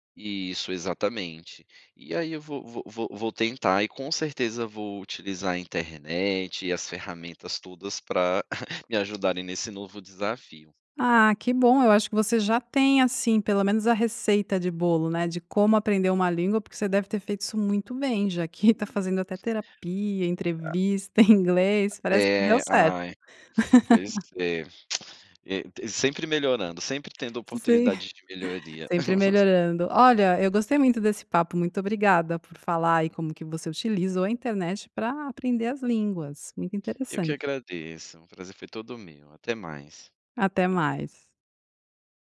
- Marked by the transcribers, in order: chuckle; unintelligible speech; tongue click; laugh; laughing while speaking: "Sim"; laugh; tapping
- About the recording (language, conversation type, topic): Portuguese, podcast, Como você usa a internet para aprender sem se perder?